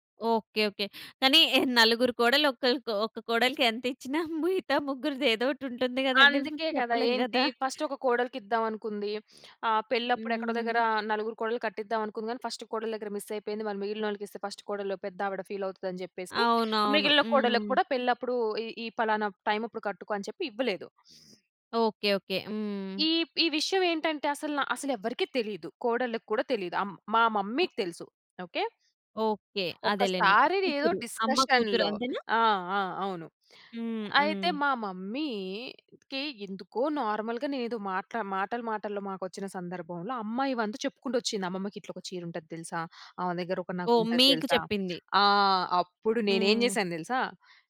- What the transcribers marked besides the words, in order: chuckle; laughing while speaking: "మిగతా ముగ్గురిది ఏదోటుంటుంది కదండి. చెప్పలేం కదా!"; in English: "మమ్మీ‌కి"; in English: "డిస్కషన్‌లో"; other background noise; in English: "నార్మల్‌గానేదో"
- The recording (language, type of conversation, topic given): Telugu, podcast, మీ దగ్గర ఉన్న ఏదైనా ఆభరణం గురించి దాని కథను చెప్పగలరా?